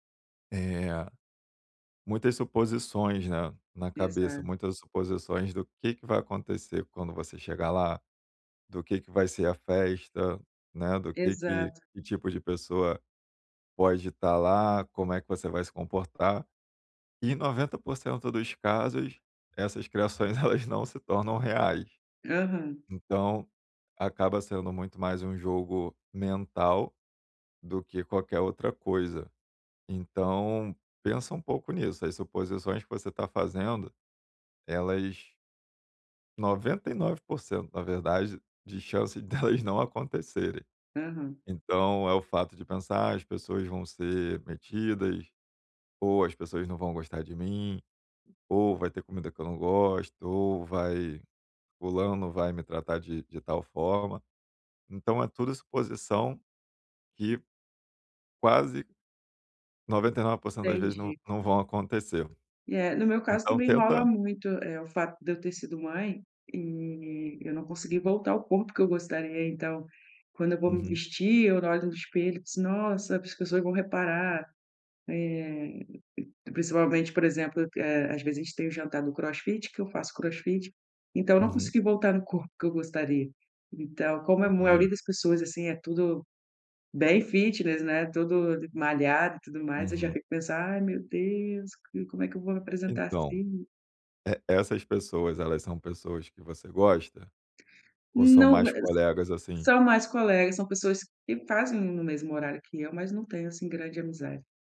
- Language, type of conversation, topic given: Portuguese, advice, Como posso me sentir mais à vontade em celebrações sociais?
- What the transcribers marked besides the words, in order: other background noise; laughing while speaking: "elas não"; laughing while speaking: "delas"; tapping